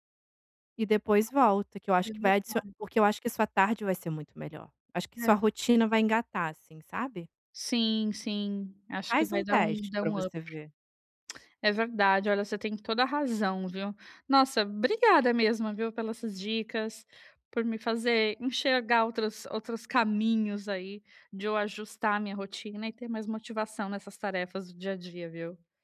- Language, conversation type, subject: Portuguese, advice, Como posso encontrar motivação nas tarefas do dia a dia?
- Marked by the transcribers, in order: other background noise; in English: "up"; tongue click